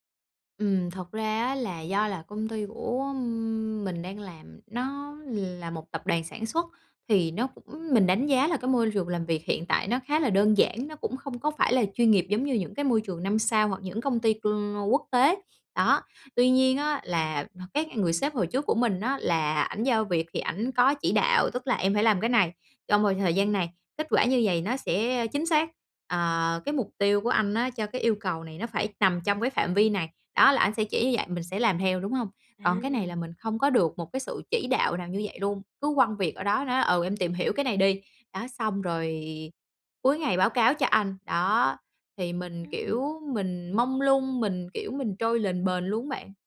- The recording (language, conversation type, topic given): Vietnamese, advice, Làm sao ứng phó khi công ty tái cấu trúc khiến đồng nghiệp nghỉ việc và môi trường làm việc thay đổi?
- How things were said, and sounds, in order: tapping